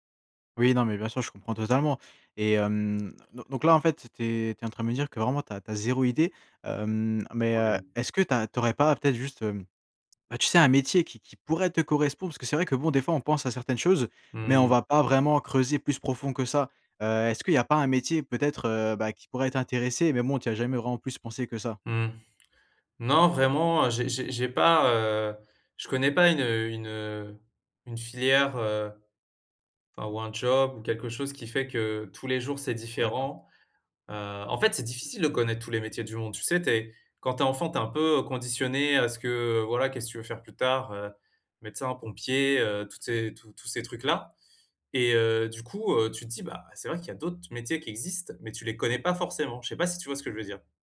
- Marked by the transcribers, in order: other background noise
- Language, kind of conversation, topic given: French, advice, Comment puis-je trouver du sens après une perte liée à un changement ?